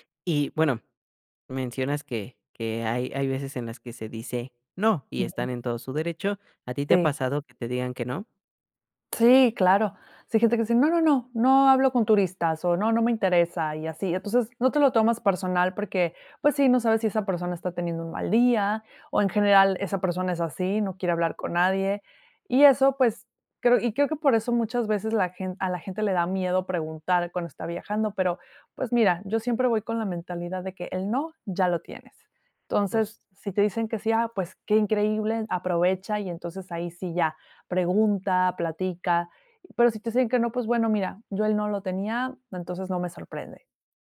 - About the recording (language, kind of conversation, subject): Spanish, podcast, ¿Qué consejos tienes para hacer amigos viajando solo?
- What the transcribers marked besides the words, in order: none